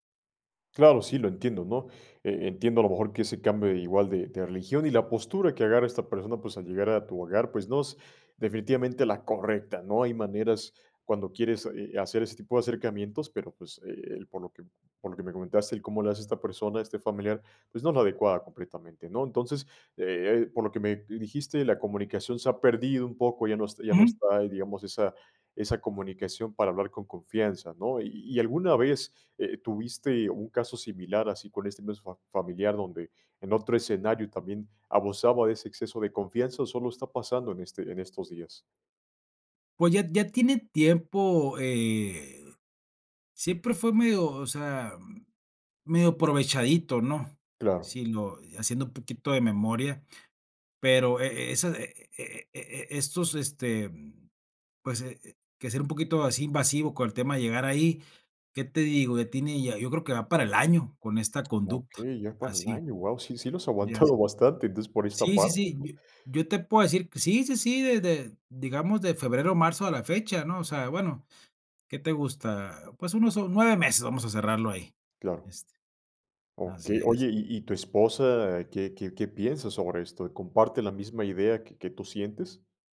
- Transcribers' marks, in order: other noise
- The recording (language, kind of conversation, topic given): Spanish, advice, ¿Cómo puedo establecer límites con un familiar invasivo?